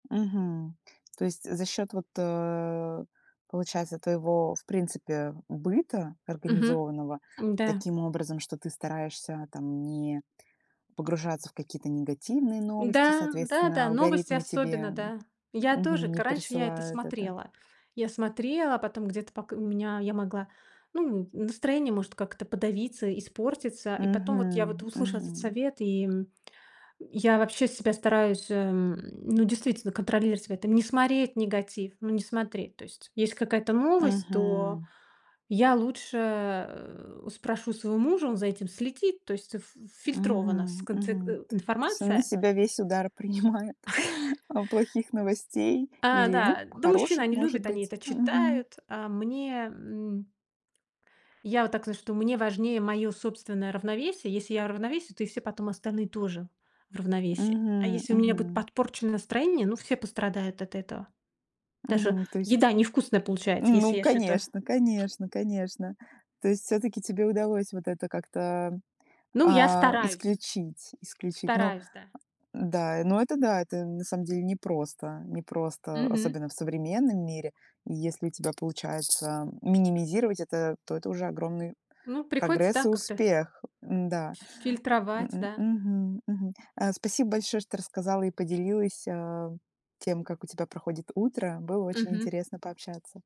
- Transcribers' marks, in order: other background noise; tapping; laughing while speaking: "принимает"; laugh; chuckle
- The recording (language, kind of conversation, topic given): Russian, podcast, Как вы обычно начинаете утро, когда берёте в руки телефон?